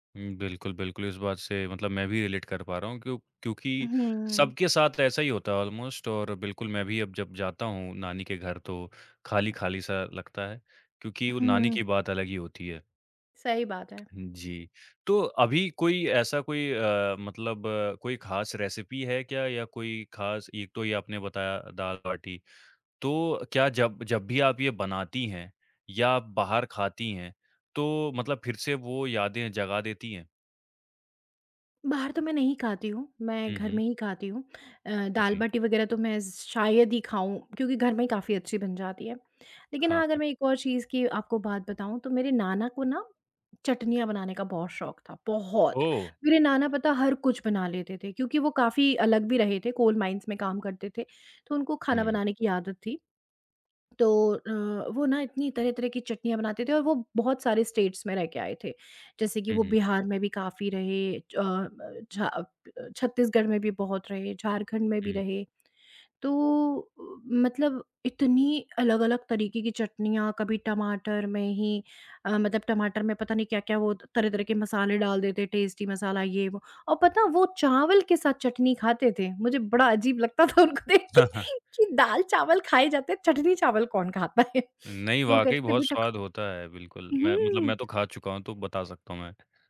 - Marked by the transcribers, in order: in English: "रिलेट"; in English: "ऑलमोस्ट"; tapping; in English: "रेसिपी"; in English: "कोल माइंस"; in English: "स्टेट्स"; in English: "टेस्टी"; laughing while speaking: "हाँ, हाँ"; laughing while speaking: "उनको देख के कि"; chuckle
- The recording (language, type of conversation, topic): Hindi, podcast, आपको किन घरेलू खुशबुओं से बचपन की यादें ताज़ा हो जाती हैं?